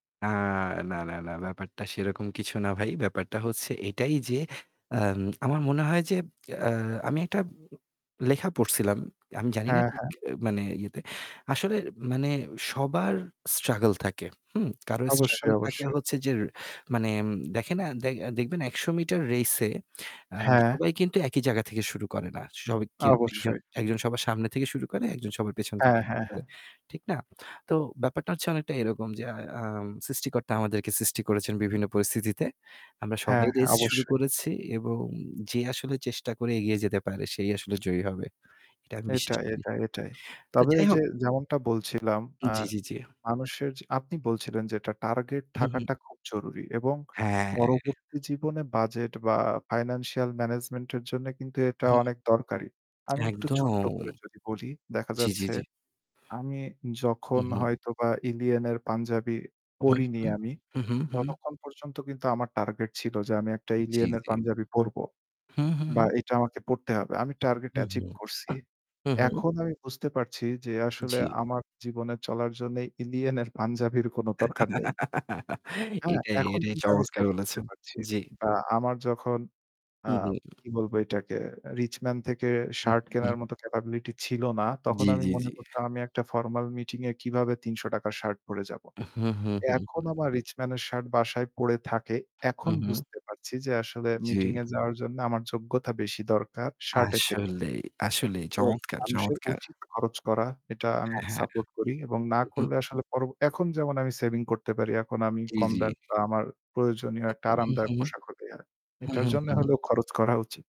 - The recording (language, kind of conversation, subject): Bengali, unstructured, বেতন বাড়ার পরও অনেকেই কেন আর্থিক সমস্যায় পড়ে?
- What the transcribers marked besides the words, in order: static; drawn out: "হ্যাঁ"; other noise; laugh